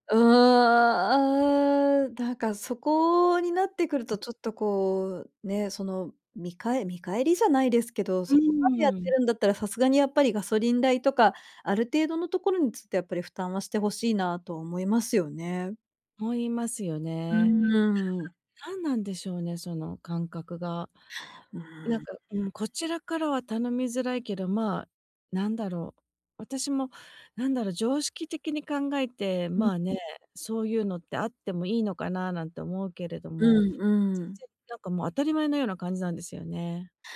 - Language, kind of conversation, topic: Japanese, advice, 家族の集まりで断りづらい頼みを断るには、どうすればよいですか？
- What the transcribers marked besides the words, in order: other background noise